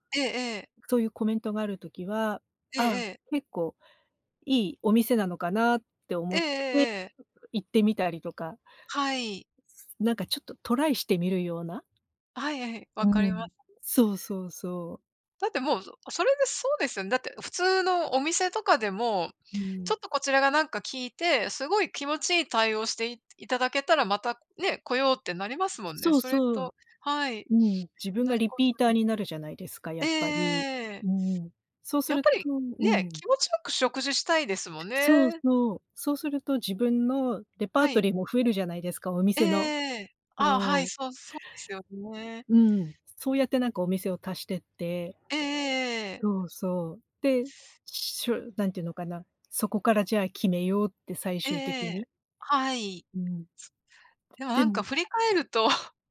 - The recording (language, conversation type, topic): Japanese, unstructured, 新しいレストランを試すとき、どんな基準で選びますか？
- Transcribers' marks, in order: laugh